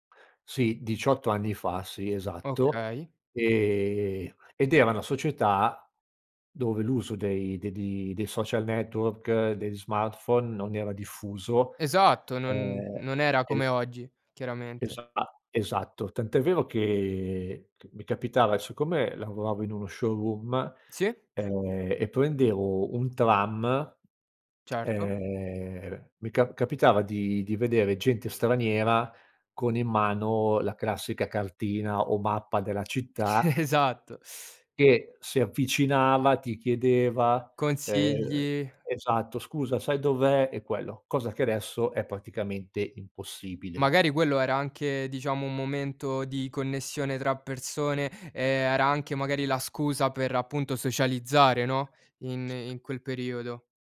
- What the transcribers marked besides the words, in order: other background noise; drawn out: "ehm"; laughing while speaking: "Esatto"
- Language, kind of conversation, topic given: Italian, podcast, Come si supera la solitudine in città, secondo te?